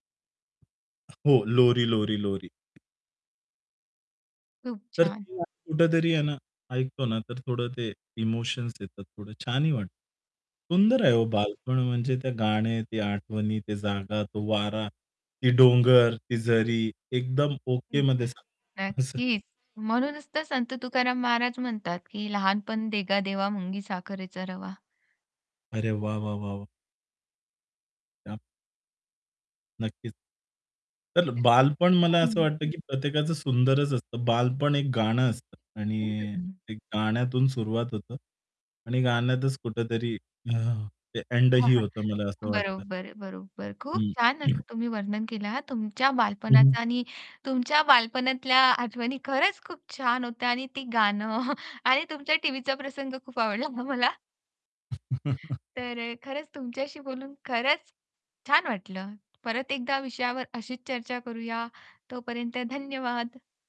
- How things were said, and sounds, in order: other background noise; static; tapping; unintelligible speech; in English: "इमोशन्स"; distorted speech; unintelligible speech; unintelligible speech; laughing while speaking: "असं"; unintelligible speech; chuckle; in English: "ऐंडही"; throat clearing; chuckle; laughing while speaking: "हां मला"; chuckle
- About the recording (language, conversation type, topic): Marathi, podcast, बालपणातील कोणते गाणे अजूनही तुमच्या आठवणी जागवते?